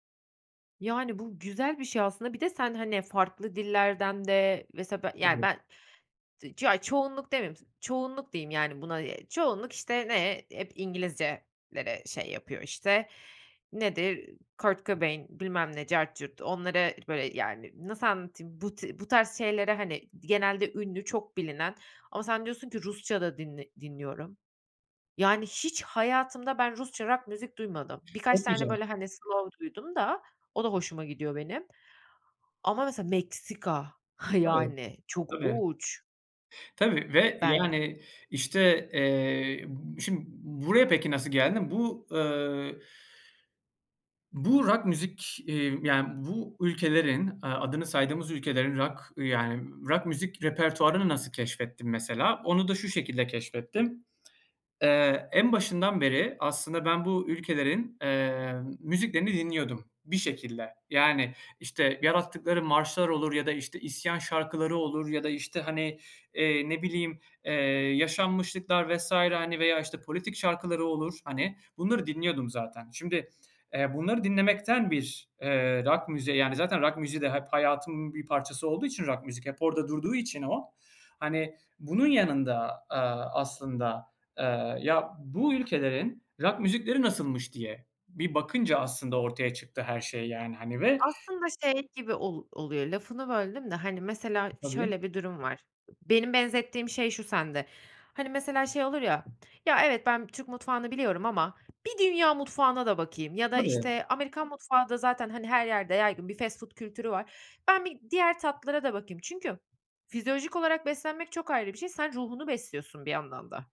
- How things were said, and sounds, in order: tapping; other background noise; chuckle
- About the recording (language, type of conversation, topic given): Turkish, podcast, Müzik zevkinin seni nasıl tanımladığını düşünüyorsun?